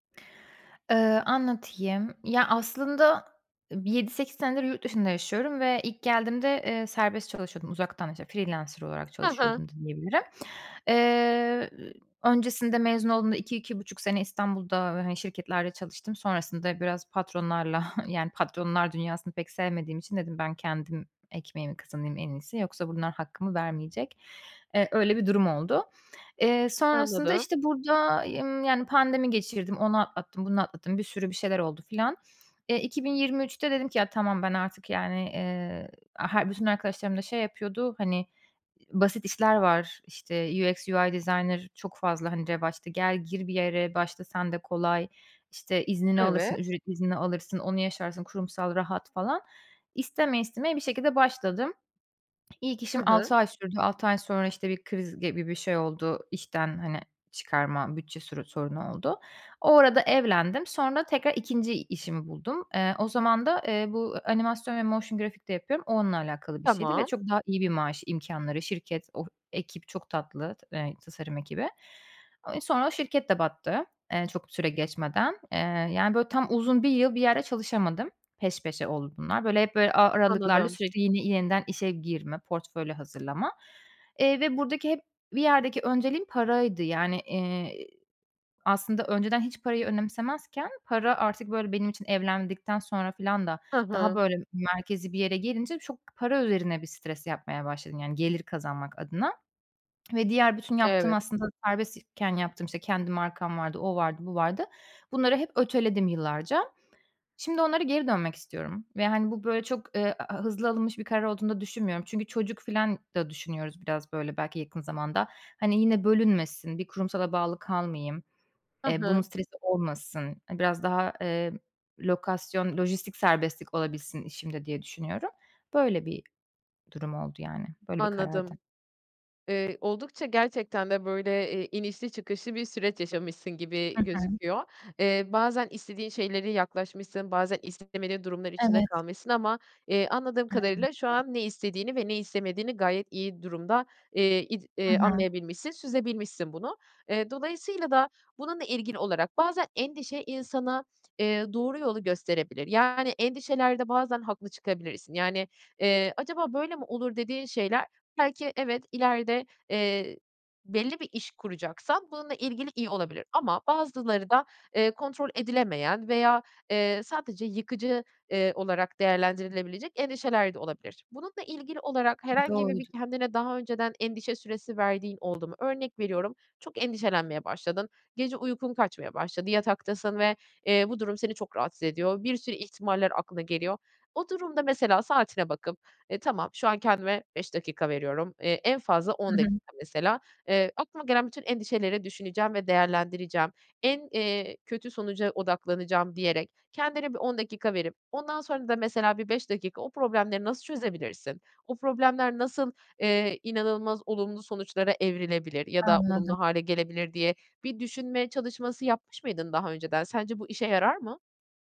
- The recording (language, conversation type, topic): Turkish, advice, Eyleme dönük problem çözme becerileri
- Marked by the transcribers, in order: other background noise; chuckle; in English: "UX/UI designer"; in English: "motion graphic"; tapping; unintelligible speech